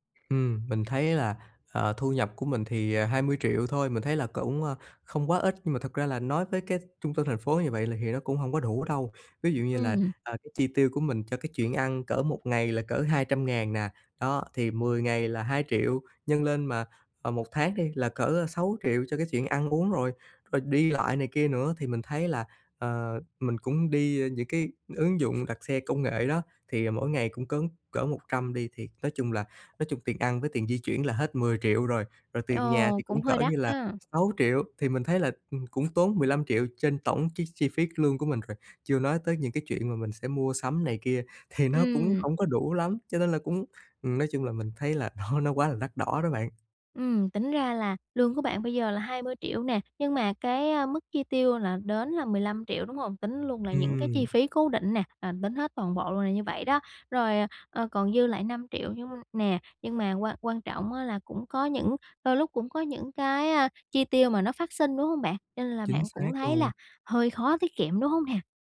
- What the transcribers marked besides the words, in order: tapping; other background noise; laughing while speaking: "đó"
- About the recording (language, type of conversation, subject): Vietnamese, advice, Làm thế nào để tiết kiệm khi sống ở một thành phố có chi phí sinh hoạt đắt đỏ?